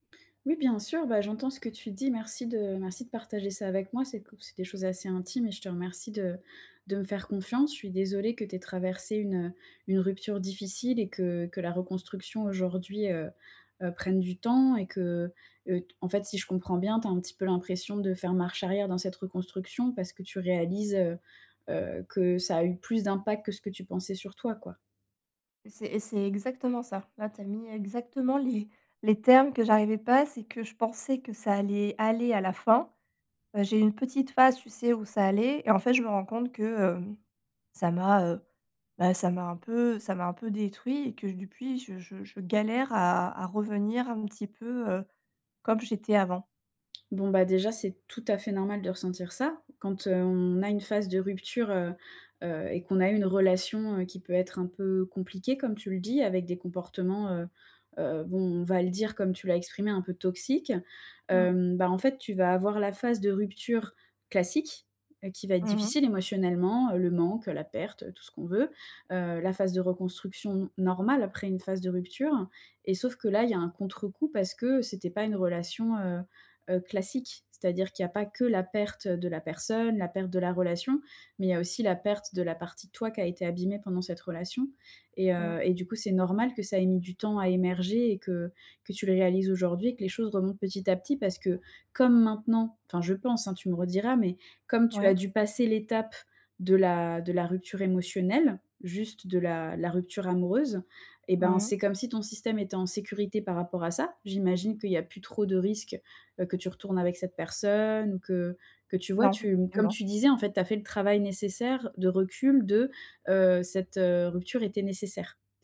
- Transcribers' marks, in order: stressed: "normale"; unintelligible speech
- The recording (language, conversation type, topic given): French, advice, Comment retrouver confiance en moi après une rupture émotionnelle ?
- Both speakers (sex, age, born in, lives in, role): female, 25-29, France, France, advisor; female, 35-39, France, France, user